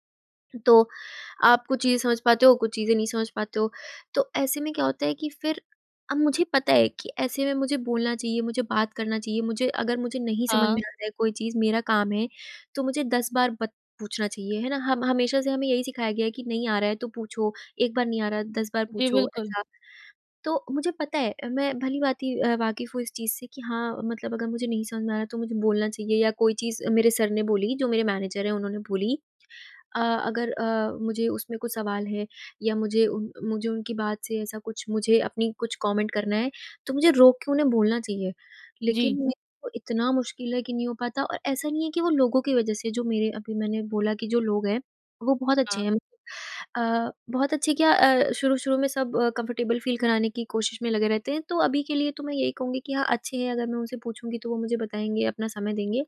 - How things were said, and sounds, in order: in English: "मैनेजर"; in English: "कमेंट"; in English: "कम्फर्टेबल फ़ील"
- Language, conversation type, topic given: Hindi, advice, क्या मुझे नए समूह में स्वीकार होने के लिए अपनी रुचियाँ छिपानी चाहिए?